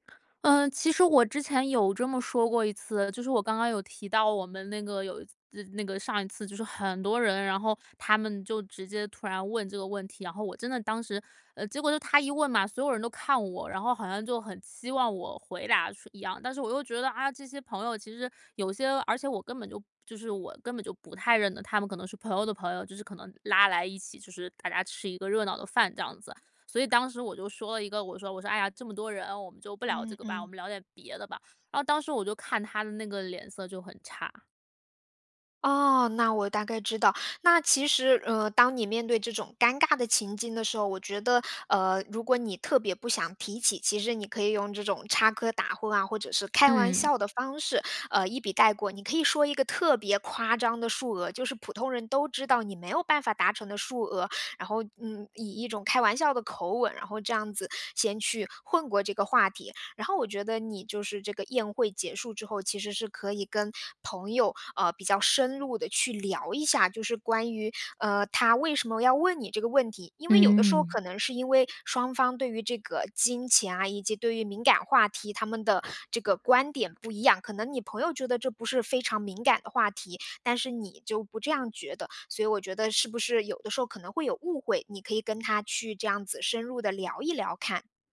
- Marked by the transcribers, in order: other noise
- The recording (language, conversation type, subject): Chinese, advice, 如何才能不尴尬地和别人谈钱？